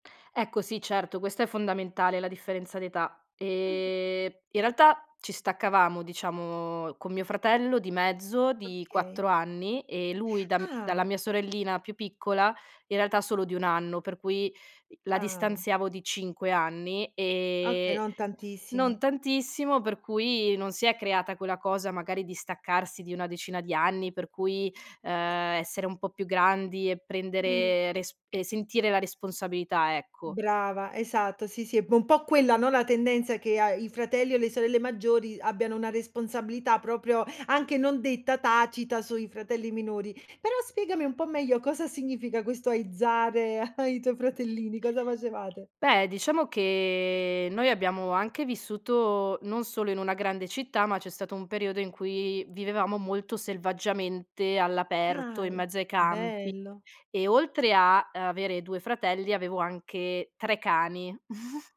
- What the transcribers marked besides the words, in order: laughing while speaking: "ai tuoi fratellini, cosa facevate?"; "Beh" said as "Pe"; other background noise; chuckle
- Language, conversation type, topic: Italian, podcast, Com'era il tuo rapporto con i tuoi fratelli o le tue sorelle?